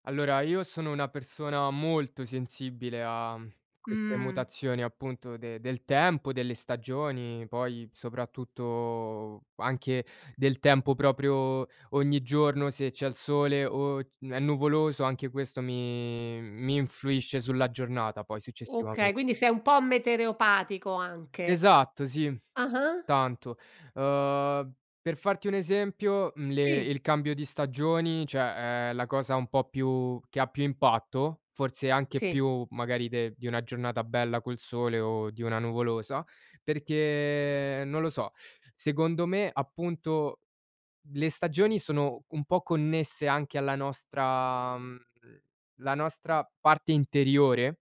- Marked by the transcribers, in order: drawn out: "mi"; tapping; "cioè" said as "ceh"; drawn out: "perché"; drawn out: "nostra"
- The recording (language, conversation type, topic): Italian, podcast, Che effetto hanno i cambi di stagione sul tuo umore?
- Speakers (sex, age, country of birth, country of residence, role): female, 60-64, Italy, Italy, host; male, 20-24, Romania, Romania, guest